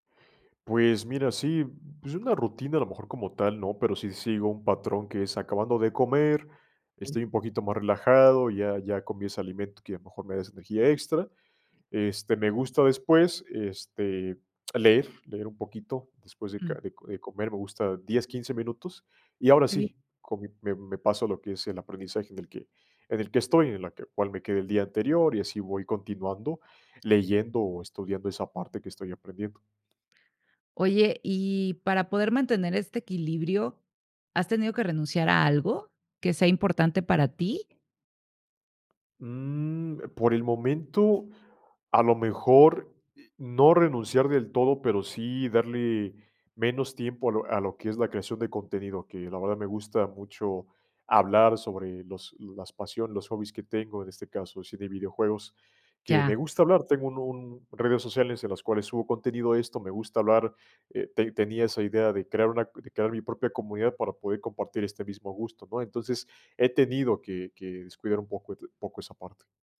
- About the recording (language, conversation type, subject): Spanish, podcast, ¿Cómo combinas el trabajo, la familia y el aprendizaje personal?
- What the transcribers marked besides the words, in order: other background noise; tapping; other noise